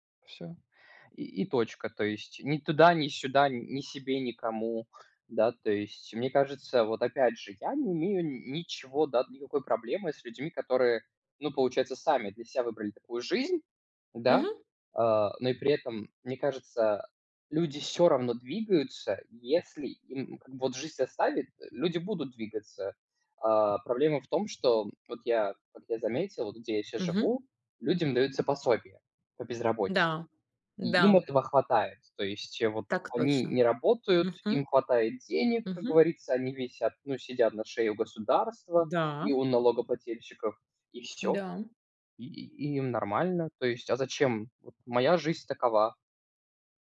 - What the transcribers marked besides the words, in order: tapping
- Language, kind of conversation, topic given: Russian, unstructured, Что мешает людям менять свою жизнь к лучшему?